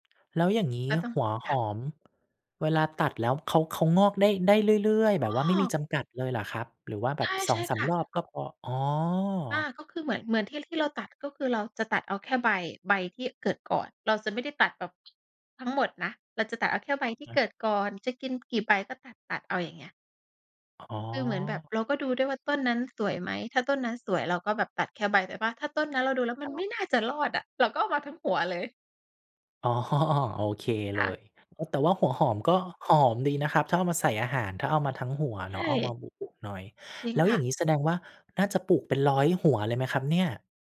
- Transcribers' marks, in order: other background noise; laughing while speaking: "อ๋อ"
- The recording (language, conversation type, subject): Thai, podcast, คุณคิดอย่างไรกับการปลูกผักไว้กินเองที่บ้านหรือที่ระเบียง?